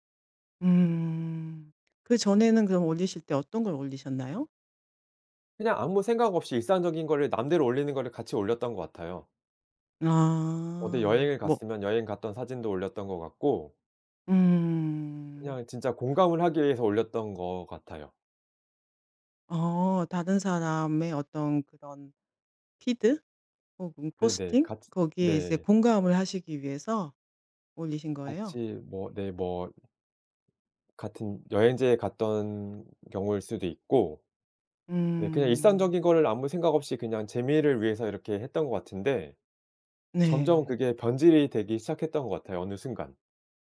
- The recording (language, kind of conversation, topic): Korean, podcast, 다른 사람과의 비교를 멈추려면 어떻게 해야 할까요?
- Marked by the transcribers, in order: other background noise